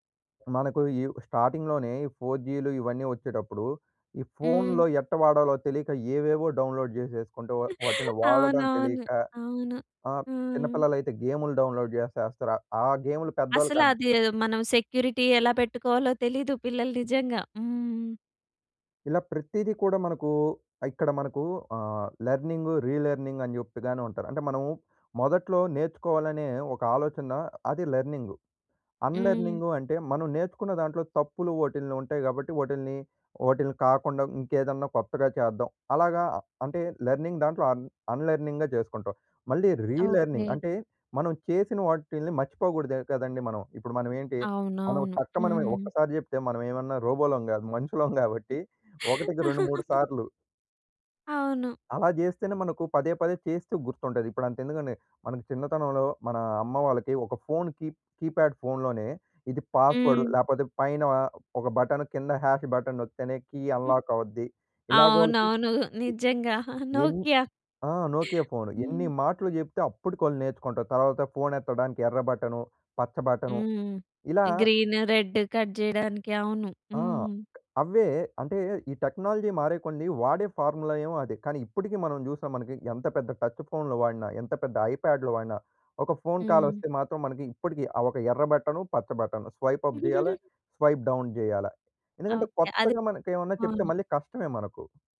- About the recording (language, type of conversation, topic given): Telugu, podcast, మీరు మొదట టెక్నాలజీని ఎందుకు వ్యతిరేకించారు, తర్వాత దాన్ని ఎలా స్వీకరించి ఉపయోగించడం ప్రారంభించారు?
- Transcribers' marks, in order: in English: "స్టార్టింగ్‌లోనే"; in English: "డౌన్‌లోడ్"; chuckle; in English: "డౌన్‌లోడ్"; in English: "సెక్యూరిటీ"; in English: "రిలర్నింగ్"; in English: "లెర్నింగ్"; in English: "అన్ అన్‌లర్నింగ్‌గా"; in English: "రిలర్నింగ్"; in English: "రోబోలం"; giggle; in English: "కీప్ కీప్యాడ్"; in English: "పాస్‌వర్డ్"; in English: "బటన్"; in English: "హాష్ బటన్"; other noise; in English: "కీ అన్లాక్"; giggle; in English: "నోకియా"; in English: "నోకియా"; in English: "గ్రీన్ రెడ్ కట్"; other background noise; in English: "టెక్నాలజీ"; in English: "ఫార్ములా"; in English: "టచ్"; in English: "కాల్"; in English: "స్వైప్ అప్"; giggle; in English: "స్వైప్ డౌన్"